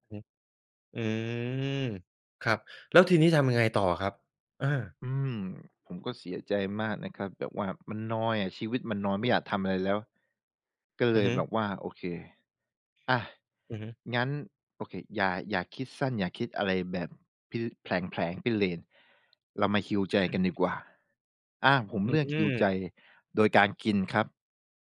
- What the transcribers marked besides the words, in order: in English: "heal"; unintelligible speech; in English: "heal"
- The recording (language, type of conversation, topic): Thai, podcast, ทำยังไงถึงจะหาแรงจูงใจได้เมื่อรู้สึกท้อ?